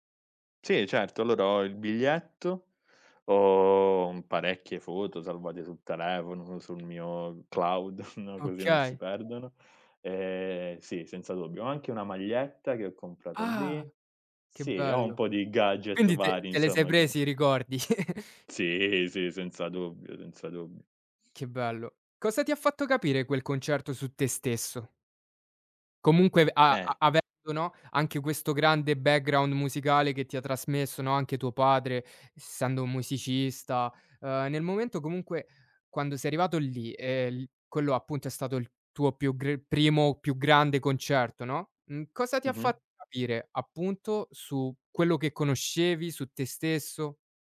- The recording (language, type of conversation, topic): Italian, podcast, Qual è un concerto che ti ha cambiato la vita?
- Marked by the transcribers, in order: chuckle; chuckle